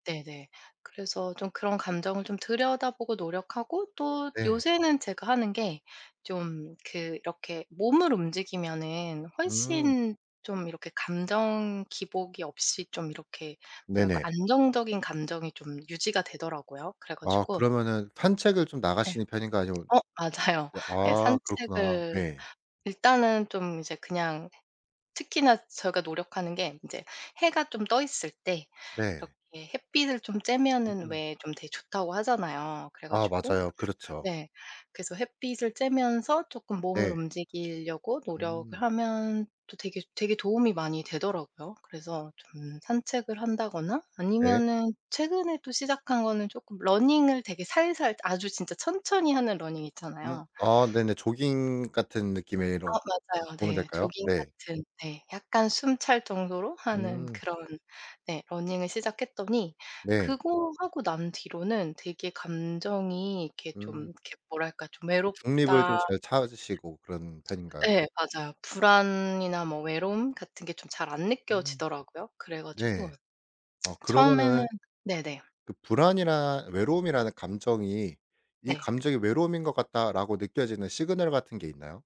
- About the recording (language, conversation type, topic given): Korean, podcast, 외로움을 느낄 때 보통 어떻게 회복하시나요?
- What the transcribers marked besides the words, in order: tapping; other background noise